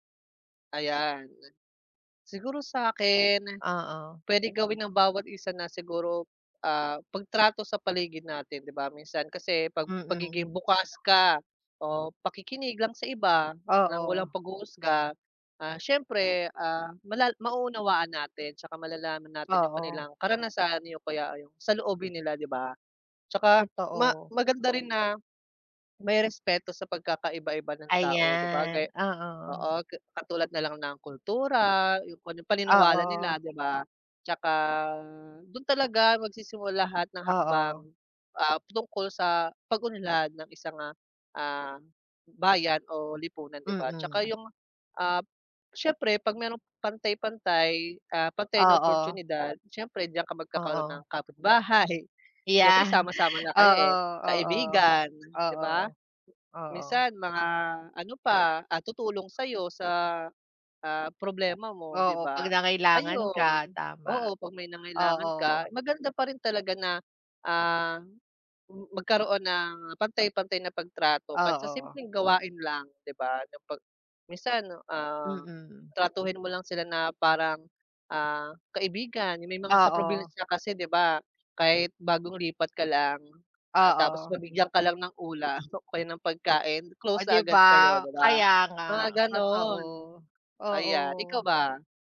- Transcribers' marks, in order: other background noise; other animal sound; drawn out: "tsaka"; tapping; laughing while speaking: "kapitbahay"; laughing while speaking: "'Yan"; laughing while speaking: "ulam"
- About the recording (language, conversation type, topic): Filipino, unstructured, Paano mo maipapaliwanag ang kahalagahan ng pagkakapantay-pantay sa lipunan?